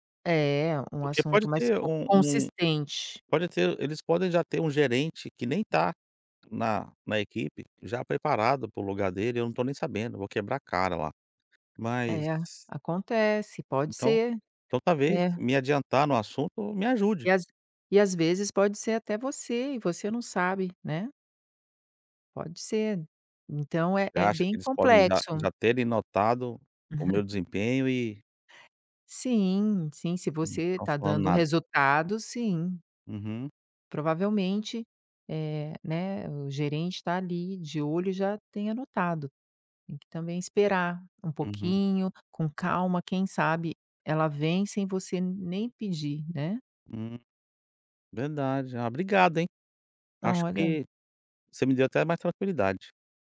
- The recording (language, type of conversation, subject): Portuguese, advice, Como pedir uma promoção ao seu gestor após resultados consistentes?
- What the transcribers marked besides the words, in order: chuckle